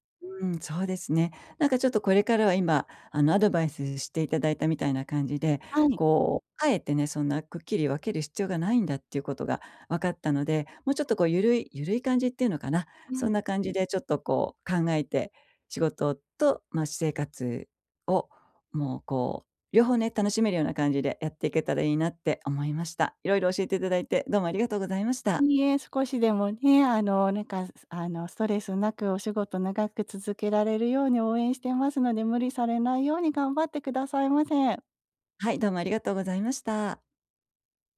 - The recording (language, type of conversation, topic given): Japanese, advice, 仕事と私生活の境界を守るには、まず何から始めればよいですか？
- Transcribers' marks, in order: none